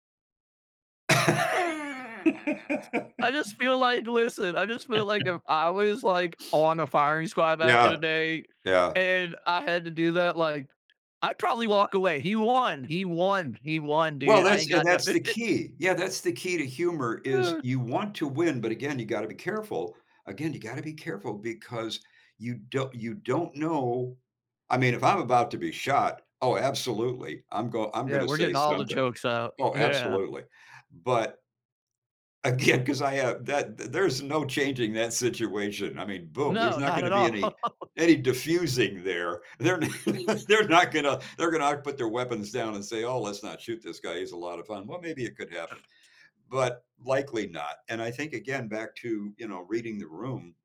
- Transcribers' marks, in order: laugh; other background noise; laugh; laughing while speaking: "nothing"; giggle; sigh; laughing while speaking: "yeah"; laughing while speaking: "again"; laugh; chuckle; laughing while speaking: "they're not gonna"; tapping
- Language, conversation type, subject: English, unstructured, How can I use humor to ease tension with someone I love?